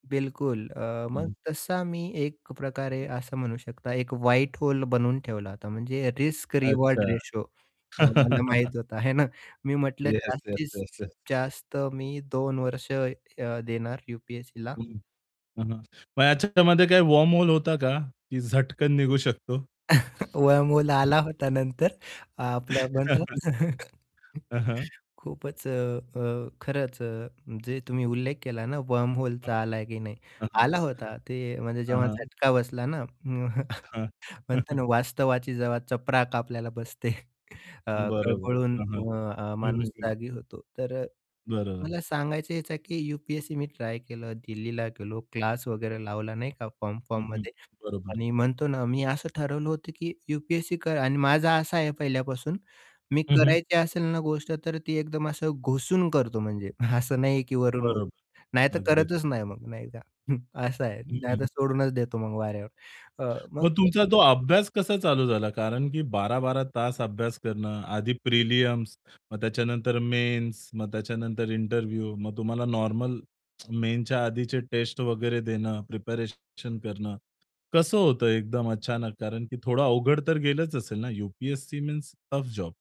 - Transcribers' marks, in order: static; other noise; in English: "व्हाईट होल"; in English: "रिस्क रिवॉर्ड रेशिओ"; chuckle; distorted speech; tapping; in English: "वर्महोल"; chuckle; in English: "वर्महोल"; other background noise; unintelligible speech; laughing while speaking: "आपलं म्हणतात ना"; chuckle; in English: "वर्महोलचा"; chuckle; chuckle; chuckle; chuckle; in English: "प्रीलिम्स"; in English: "मेन्स"; in English: "इंटरव्ह्यू"; in English: "मेन्सच्या"; in English: "मीन्स टफ जॉब"
- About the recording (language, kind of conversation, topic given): Marathi, podcast, पुन्हा सुरुवात करण्याची वेळ तुमच्यासाठी कधी आली?